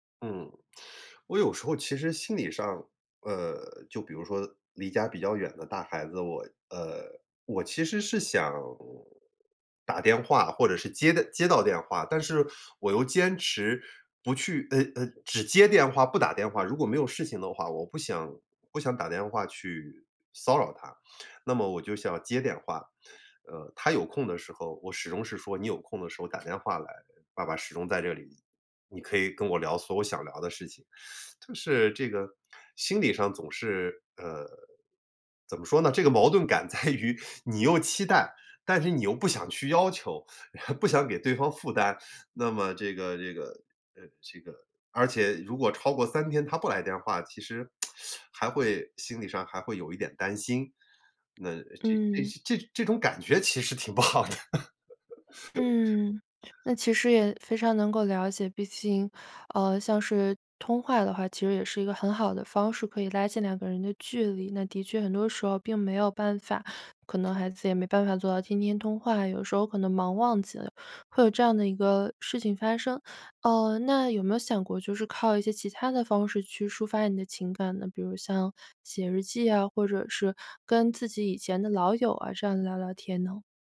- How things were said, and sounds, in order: teeth sucking; drawn out: "想"; teeth sucking; laughing while speaking: "在于"; teeth sucking; tsk; teeth sucking; laughing while speaking: "不好的"; chuckle
- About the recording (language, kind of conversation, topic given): Chinese, advice, 子女离家后，空巢期的孤独感该如何面对并重建自己的生活？